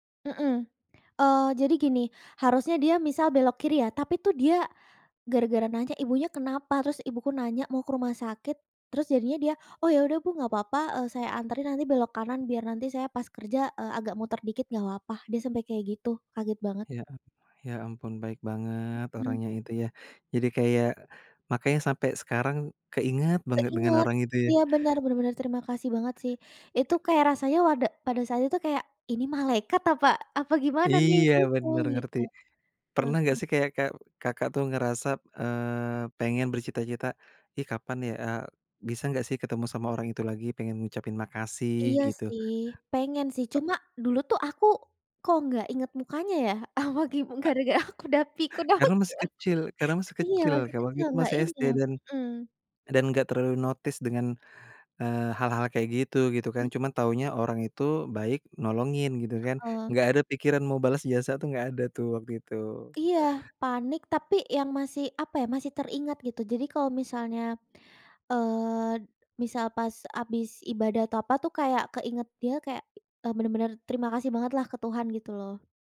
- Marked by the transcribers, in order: other background noise; laughing while speaking: "apa gi gara-gara aku udah pikun apa giman"; in English: "notice"; tapping
- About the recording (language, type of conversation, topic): Indonesian, podcast, Pernahkah kamu menerima kebaikan tak terduga dari orang lain?